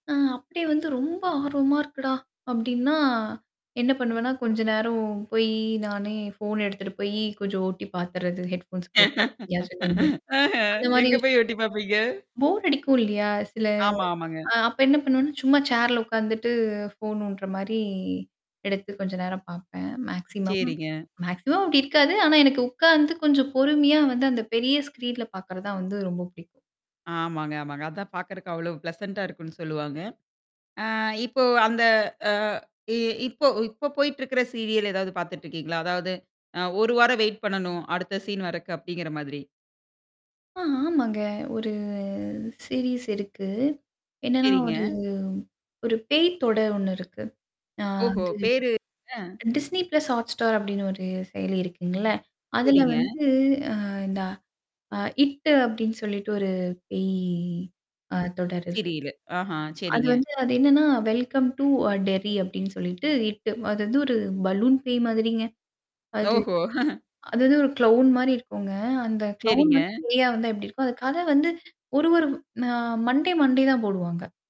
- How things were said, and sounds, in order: static; other background noise; distorted speech; in English: "ஹெட்ஃபோன்ஸ்"; laughing while speaking: "அஹ எங்க போய் எட்டி பாப்பீங்க?"; unintelligible speech; in English: "போர்"; in English: "மேக்ஸிமம். மேக்ஸிமம்"; in English: "ஸ்க்ரீன்ல"; mechanical hum; in English: "ப்ளசன்டா"; in English: "சீரீஸ்"; "தொடர்" said as "தொட"; in English: "டிஸ்னி பிளஸ் ஹாட்ஸ்டார்"; in English: "வெல்கம் டூ அ டெர்ரி"; tapping; in English: "க்ளவுன்"; laugh; in English: "க்ளவுன்"; in English: "மண்டே, மண்டே"
- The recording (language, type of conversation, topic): Tamil, podcast, நீண்ட தொடரை தொடர்ந்து பார்த்தால் உங்கள் மனநிலை எப்படி மாறுகிறது?